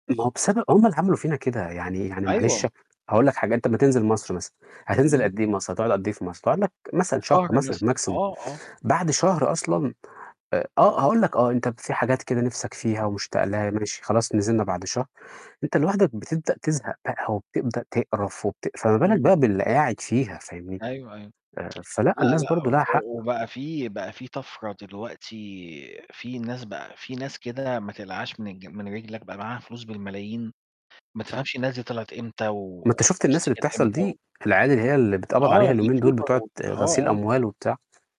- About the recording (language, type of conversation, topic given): Arabic, unstructured, هل إنت شايف إن الصدق دايمًا أحسن سياسة؟
- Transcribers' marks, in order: tapping; other background noise; in English: "maximum"; static; tsk; in English: "youtuber"